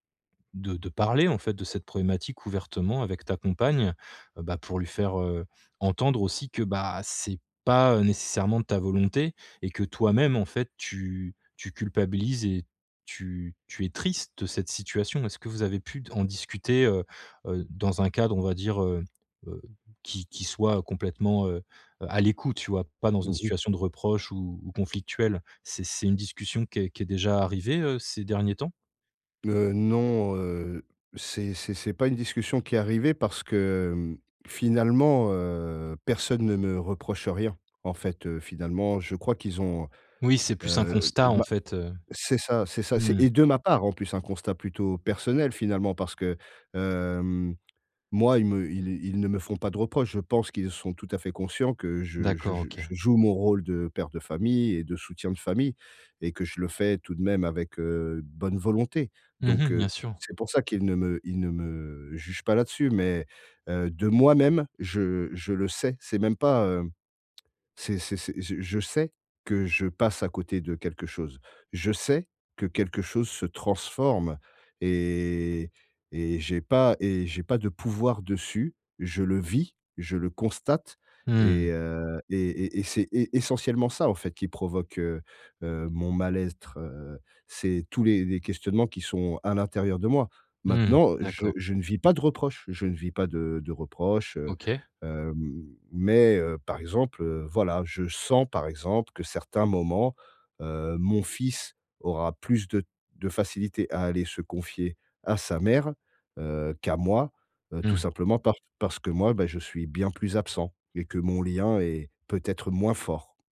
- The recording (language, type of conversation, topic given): French, advice, Comment gérer la culpabilité liée au déséquilibre entre vie professionnelle et vie personnelle ?
- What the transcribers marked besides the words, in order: stressed: "triste"; stressed: "de moi-même"; stressed: "sais"; stressed: "vis"